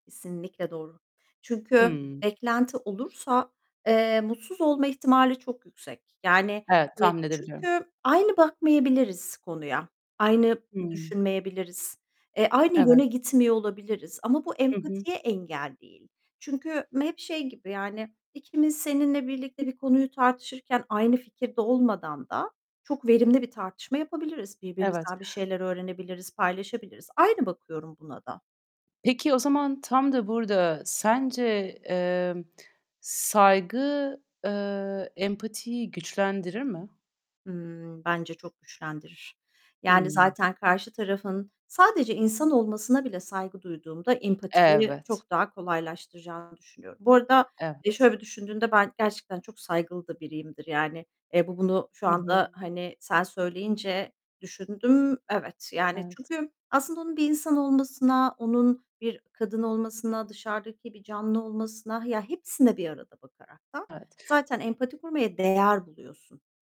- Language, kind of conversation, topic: Turkish, podcast, Empatiyi konuşmalarına nasıl yansıtıyorsun?
- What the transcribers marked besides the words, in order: tapping; static; other background noise; other noise; distorted speech